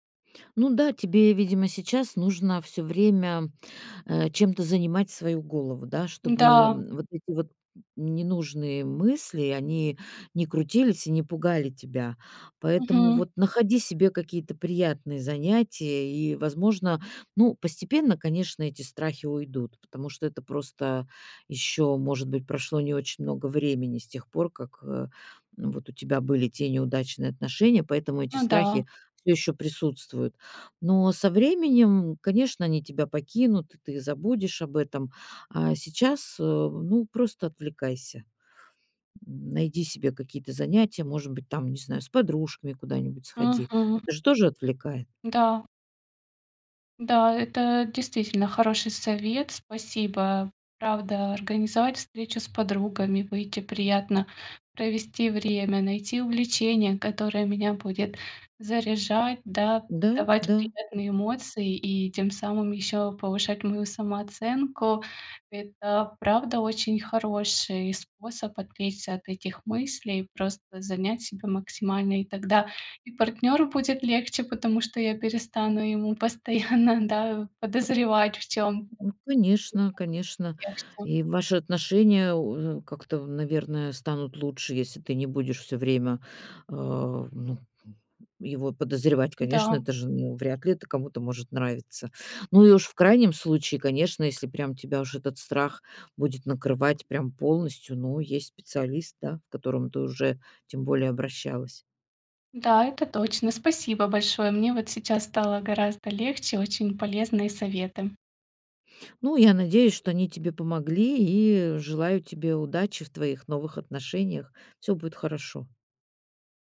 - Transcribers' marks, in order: tapping; laughing while speaking: "постоянно"; unintelligible speech
- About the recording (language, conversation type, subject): Russian, advice, Как перестать бояться, что меня отвергнут и осудят другие?